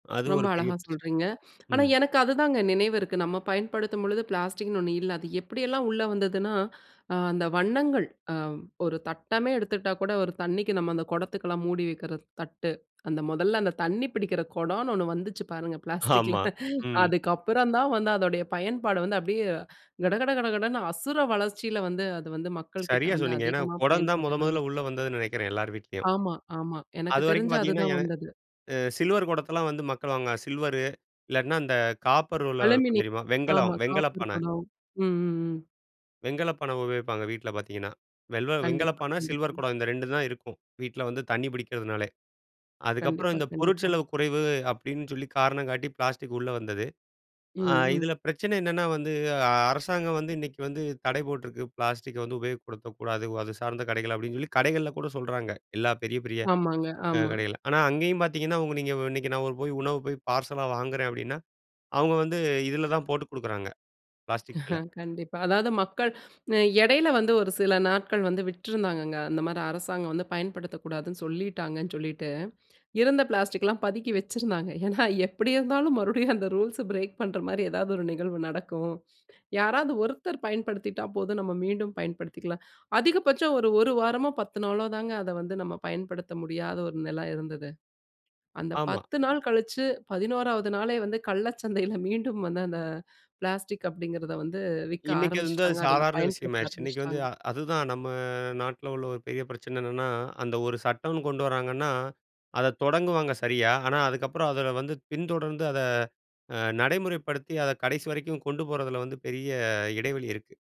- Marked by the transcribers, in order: snort; snort; chuckle
- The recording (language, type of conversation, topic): Tamil, podcast, பிளாஸ்டிக் பயன்பாட்டைக் குறைக்க நாம் என்ன செய்ய வேண்டும்?